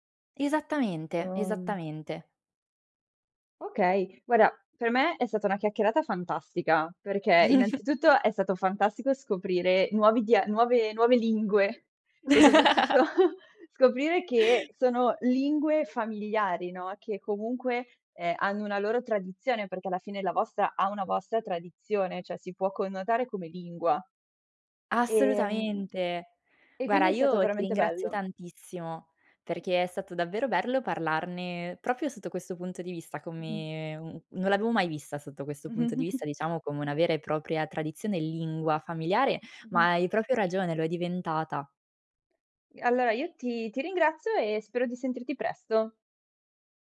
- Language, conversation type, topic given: Italian, podcast, Ti va di parlare del dialetto o della lingua che parli a casa?
- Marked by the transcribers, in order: "guarda" said as "guara"; chuckle; laugh; laughing while speaking: "soprattutto"; "cioè" said as "ceh"; "Guarda" said as "guara"; other background noise; "proprio" said as "propio"; chuckle; "proprio" said as "propio"